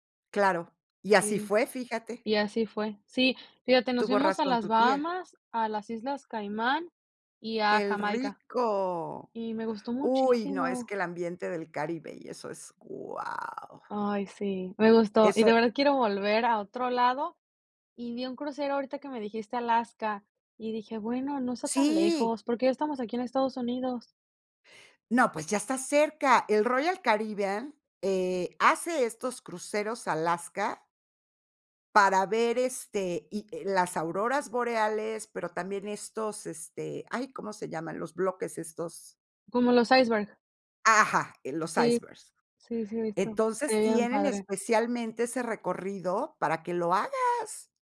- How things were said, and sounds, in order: none
- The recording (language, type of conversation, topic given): Spanish, podcast, ¿Qué lugar natural te gustaría visitar antes de morir?